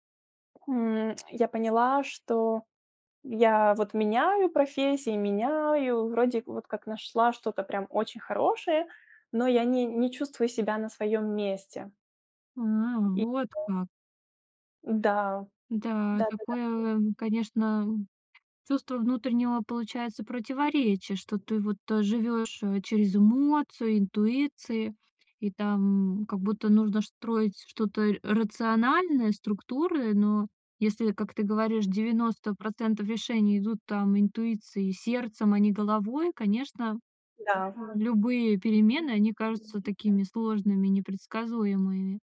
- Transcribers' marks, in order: other background noise; unintelligible speech; other noise; unintelligible speech
- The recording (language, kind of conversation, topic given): Russian, advice, Как принять, что разрыв изменил мои жизненные планы, и не терять надежду?